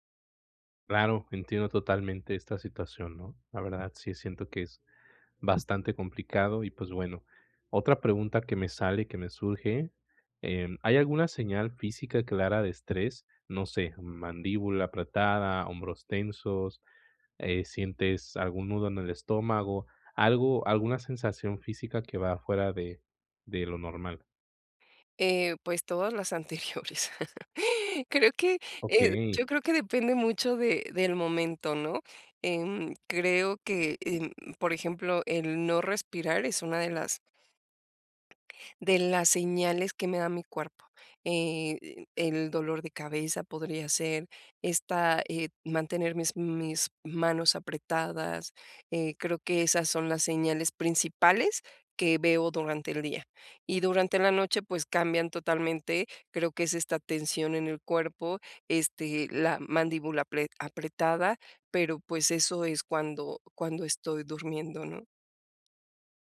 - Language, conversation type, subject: Spanish, advice, ¿Cómo puedo relajar el cuerpo y la mente rápidamente?
- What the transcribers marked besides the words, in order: laughing while speaking: "anteriores"; other noise